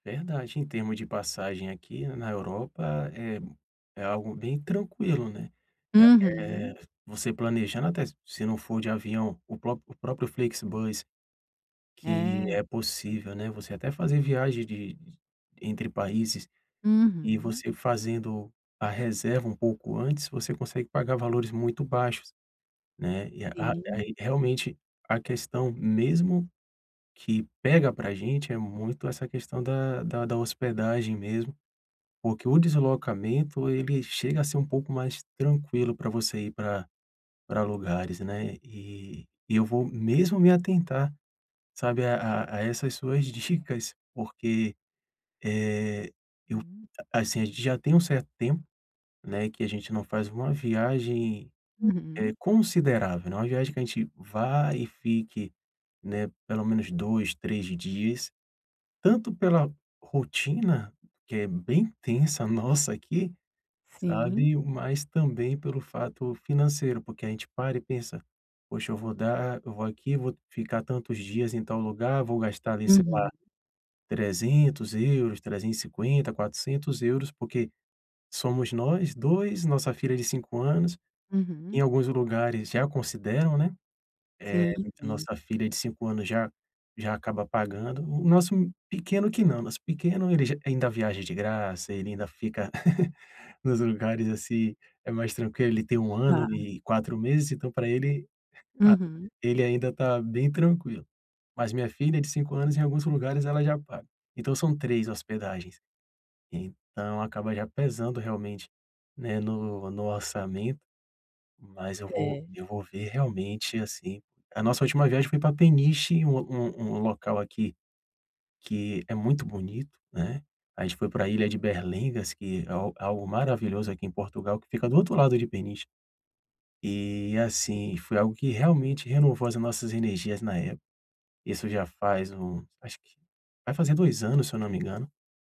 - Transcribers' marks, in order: unintelligible speech; chuckle
- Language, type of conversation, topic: Portuguese, advice, Como economizar sem perder qualidade de vida e ainda aproveitar pequenas alegrias?